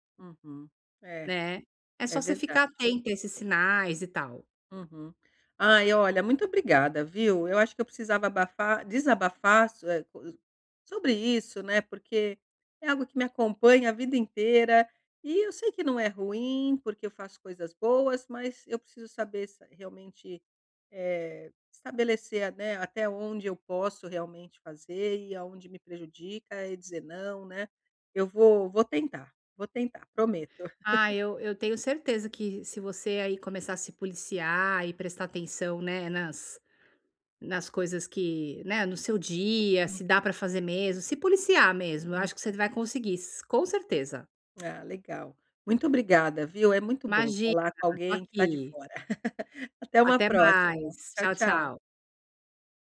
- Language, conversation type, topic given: Portuguese, advice, Como posso definir limites claros sobre a minha disponibilidade?
- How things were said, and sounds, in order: chuckle; chuckle